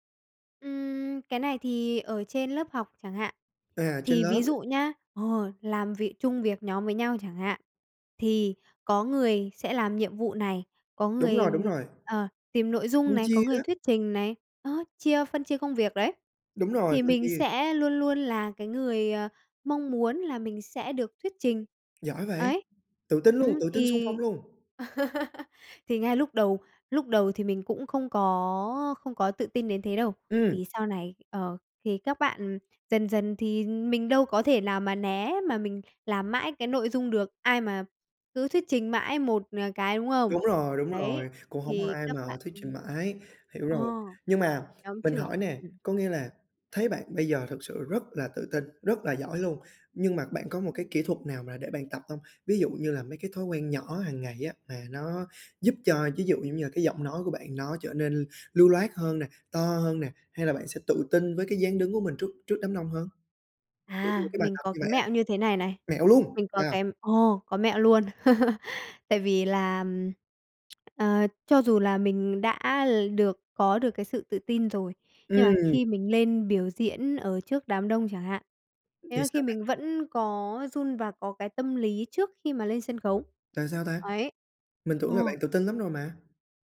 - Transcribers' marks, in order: other background noise; laugh; background speech; unintelligible speech; laugh; tapping
- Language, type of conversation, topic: Vietnamese, podcast, Điều gì giúp bạn xây dựng sự tự tin?